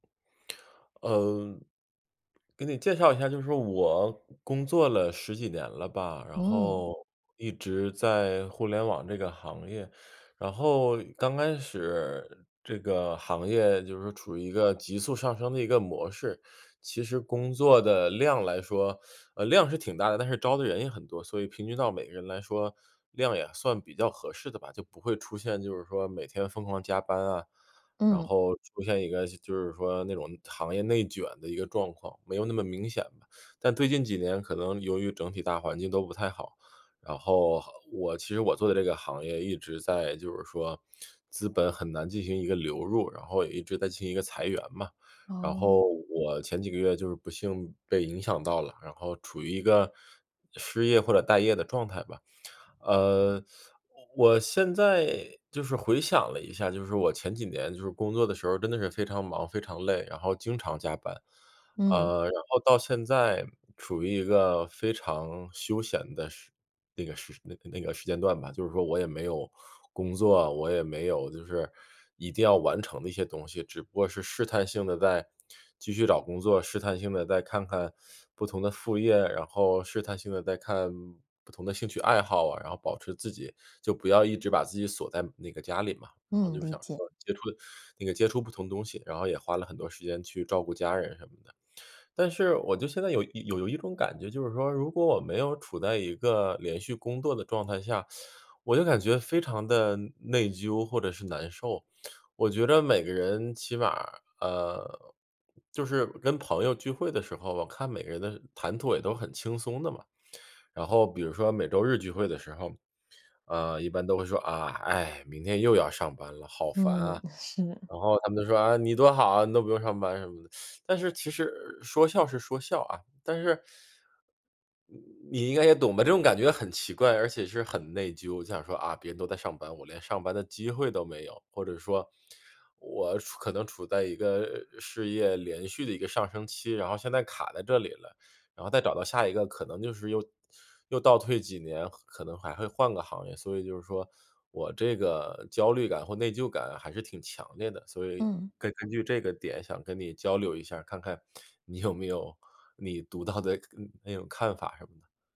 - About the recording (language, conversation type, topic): Chinese, advice, 休闲时我总是感到内疚或分心，该怎么办？
- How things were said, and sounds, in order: laughing while speaking: "是"; teeth sucking; other noise; other background noise